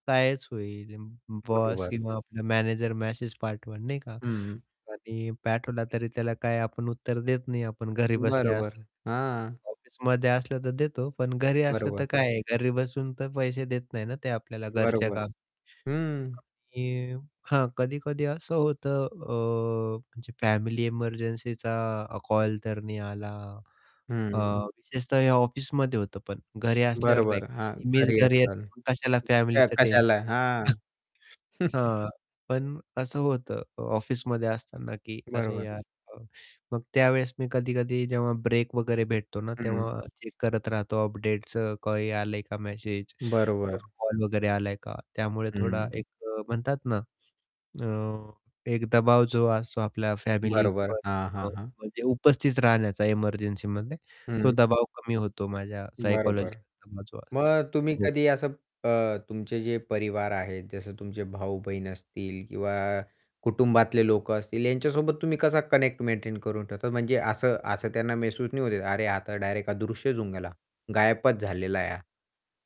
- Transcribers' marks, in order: static; distorted speech; other background noise; unintelligible speech; chuckle; in English: "चेक"; unintelligible speech; in English: "कनेक्ट"
- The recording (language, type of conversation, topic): Marathi, podcast, दैनंदिन जीवनात सतत जोडून राहण्याचा दबाव तुम्ही कसा हाताळता?